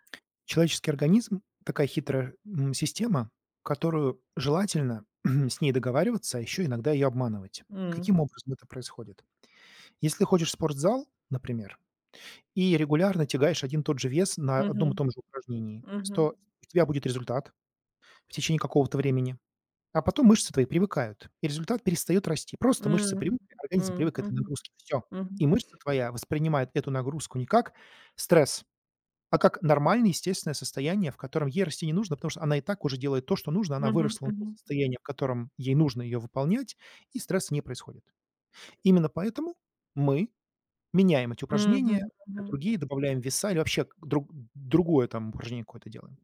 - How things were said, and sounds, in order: other background noise
- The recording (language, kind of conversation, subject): Russian, advice, Почему меня тревожит путаница из-за противоречивых советов по питанию?